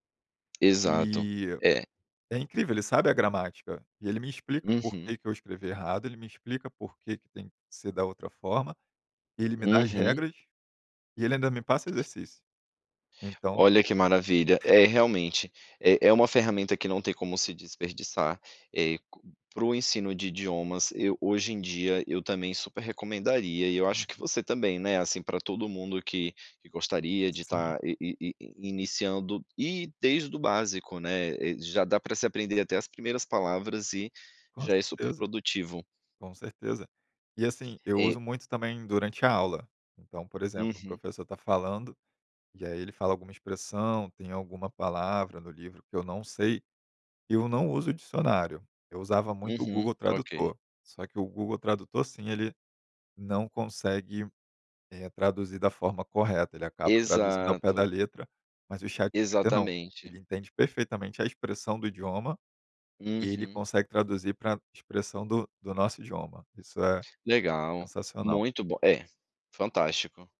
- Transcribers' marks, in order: tapping
- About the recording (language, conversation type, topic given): Portuguese, podcast, Como a tecnologia ajuda ou atrapalha seus estudos?